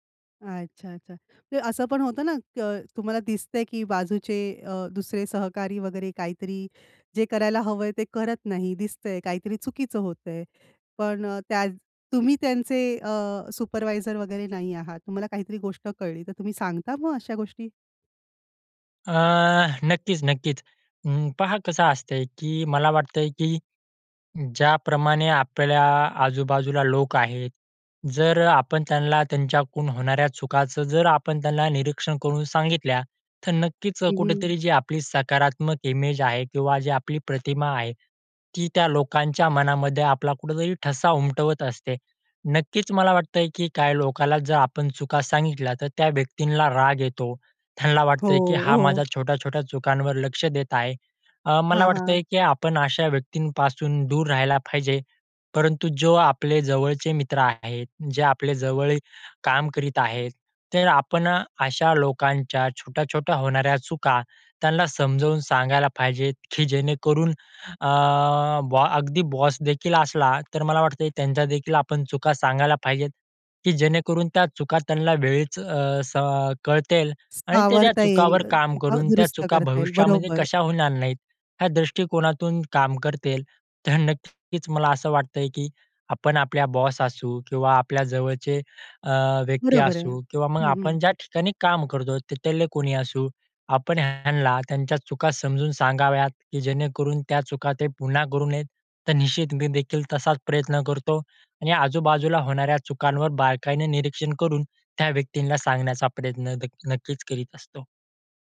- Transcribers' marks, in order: other noise; other background noise
- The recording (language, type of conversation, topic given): Marathi, podcast, कामाच्या ठिकाणी नेहमी खरं बोलावं का, की काही प्रसंगी टाळावं?